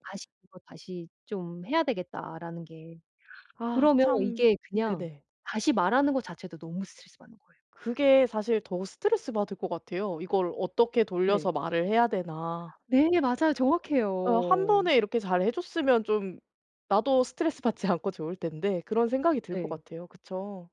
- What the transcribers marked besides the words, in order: laughing while speaking: "스트레스받지"
- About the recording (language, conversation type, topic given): Korean, advice, 간단하게 할 수 있는 스트레스 해소 운동에는 어떤 것들이 있나요?